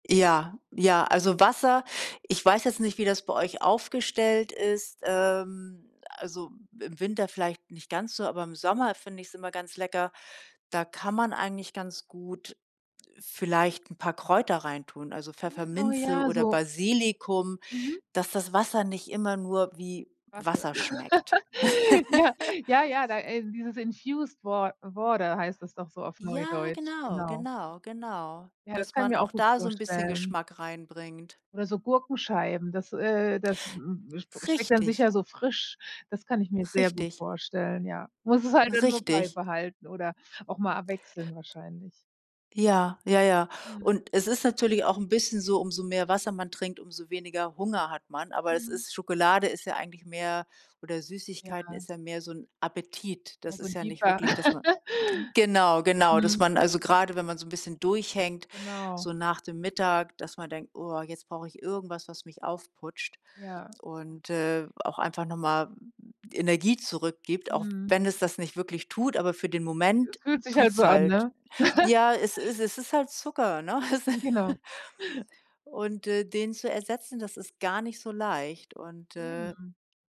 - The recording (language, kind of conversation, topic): German, advice, Warum fällt es dir schwer, gesunde Gewohnheiten im Alltag beizubehalten?
- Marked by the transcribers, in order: unintelligible speech; laugh; other background noise; in English: "infused wa water"; laugh; laugh; laugh; chuckle